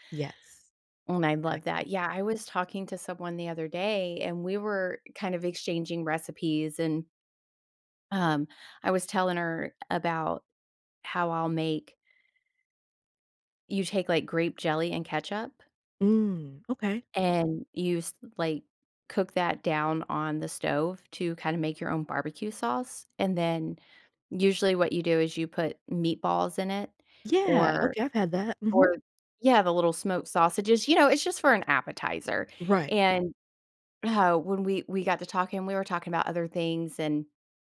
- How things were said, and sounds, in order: other background noise
- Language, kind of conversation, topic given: English, unstructured, What habits help me feel more creative and open to new ideas?